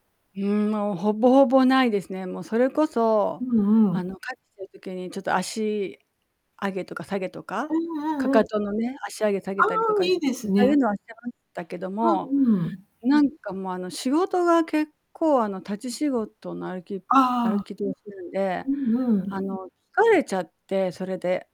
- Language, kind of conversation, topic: Japanese, advice, 仕事と家事で忙しくても運動する時間をどうやって確保すればいいですか？
- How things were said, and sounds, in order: static; unintelligible speech; distorted speech